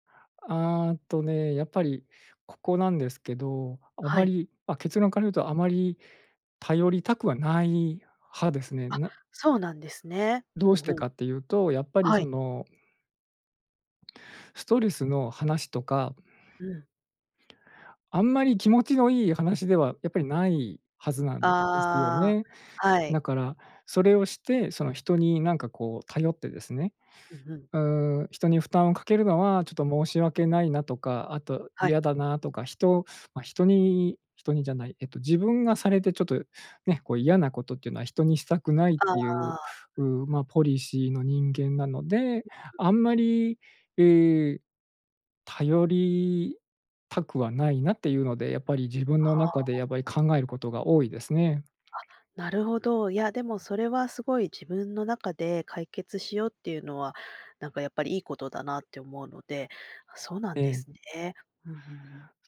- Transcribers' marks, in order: unintelligible speech; tapping
- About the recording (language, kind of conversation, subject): Japanese, podcast, ストレスがたまったとき、普段はどのように対処していますか？